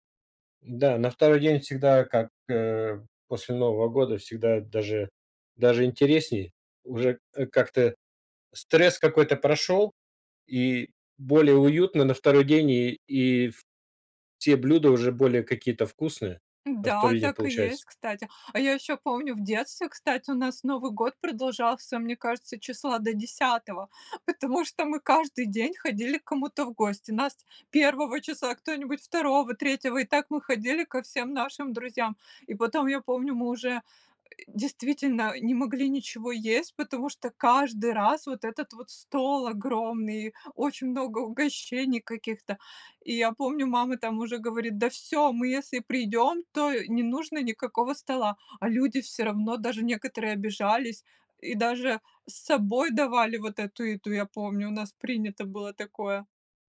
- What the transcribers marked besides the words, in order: none
- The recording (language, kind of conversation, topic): Russian, podcast, Как проходили семейные праздники в твоём детстве?